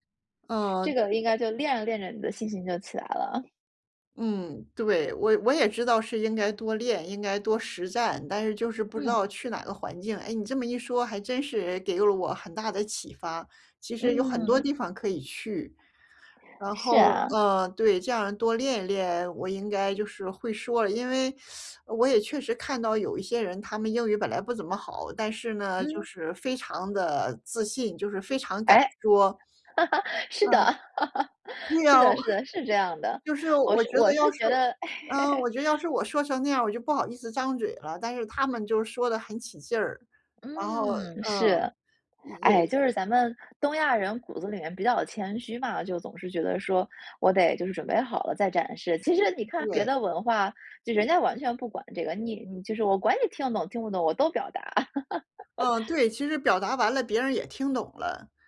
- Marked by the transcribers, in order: chuckle; teeth sucking; laugh; laugh; unintelligible speech; other background noise; laugh
- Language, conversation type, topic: Chinese, advice, 如何克服用外语交流时的不确定感？